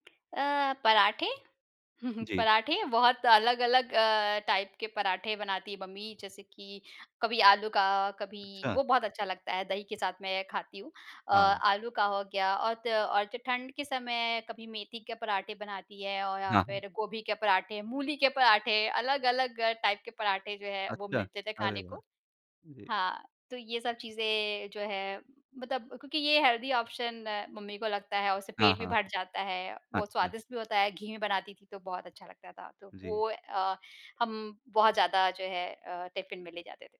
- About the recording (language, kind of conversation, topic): Hindi, podcast, आपके घर का वह कौन-सा खास नाश्ता है जो आपको बचपन की याद दिलाता है?
- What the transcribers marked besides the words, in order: chuckle; in English: "टाइप"; tapping; in English: "टाइप"; in English: "हेल्दी ऑप्शन"